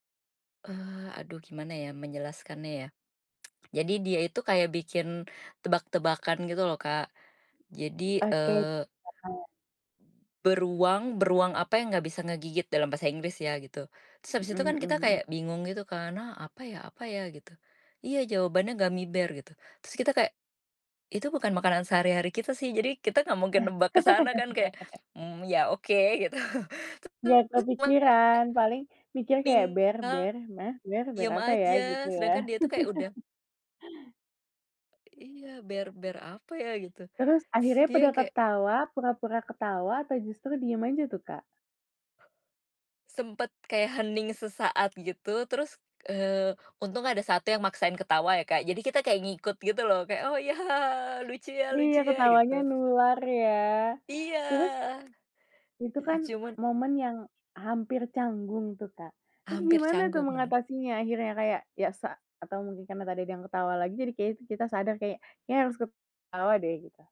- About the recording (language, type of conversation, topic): Indonesian, podcast, Bagaimana kamu menggunakan humor dalam percakapan?
- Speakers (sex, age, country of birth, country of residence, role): female, 20-24, Indonesia, Indonesia, host; female, 35-39, Indonesia, Indonesia, guest
- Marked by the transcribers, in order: tsk; other background noise; in English: "gummy bear"; laugh; laughing while speaking: "gitu"; unintelligible speech; in English: "bear bear"; in English: "Bear bear"; chuckle; in English: "bear bear"; put-on voice: "Oh ya hahaha, lucu ya lucu ya"